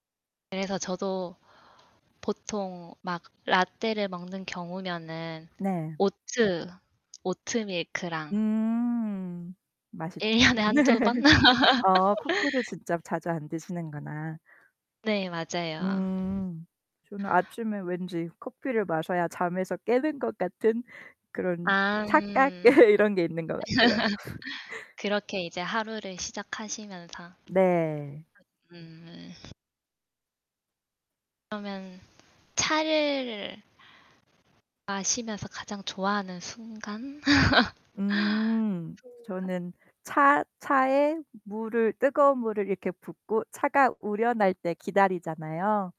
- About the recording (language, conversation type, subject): Korean, unstructured, 커피와 차 중 어떤 음료를 더 선호하시나요?
- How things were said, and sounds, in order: laugh; laughing while speaking: "일 년에"; laugh; laugh; laughing while speaking: "이런 게"; laugh; other background noise; laugh; "우러날" said as "우려날"